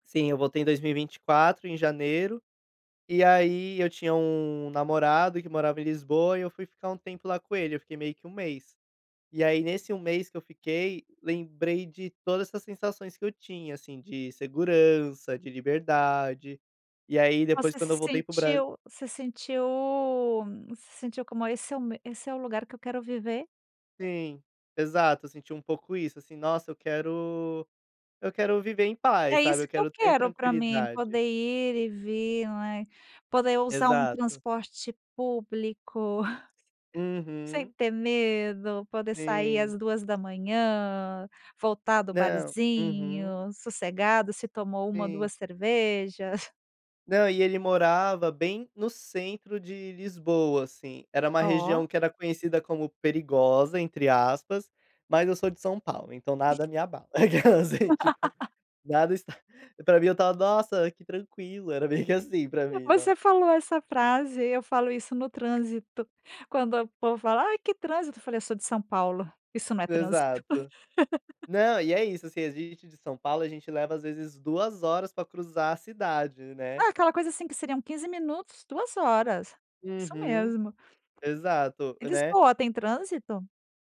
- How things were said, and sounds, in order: chuckle; chuckle; other noise; laughing while speaking: "aquelas, tipo"; unintelligible speech; laugh; laugh
- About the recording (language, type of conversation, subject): Portuguese, podcast, Qual viagem te marcou de verdade e por quê?